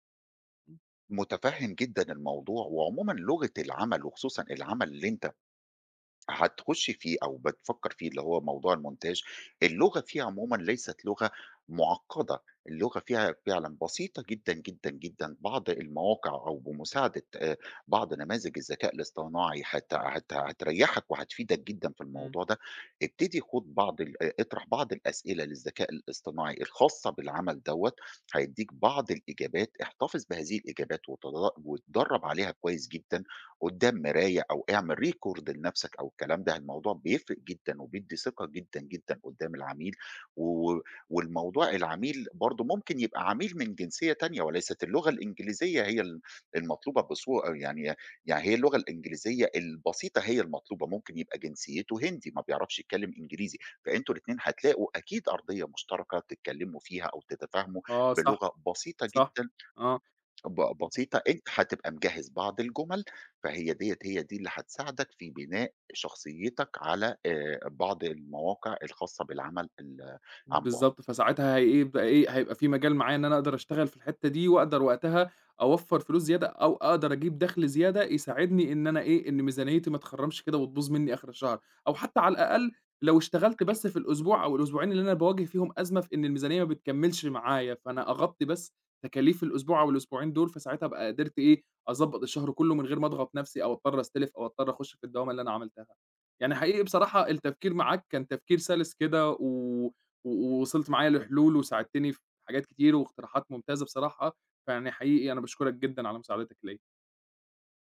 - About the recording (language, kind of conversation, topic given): Arabic, advice, إزاي ألتزم بالميزانية الشهرية من غير ما أغلط؟
- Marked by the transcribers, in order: other background noise; in English: "المونتاج"; in English: "record"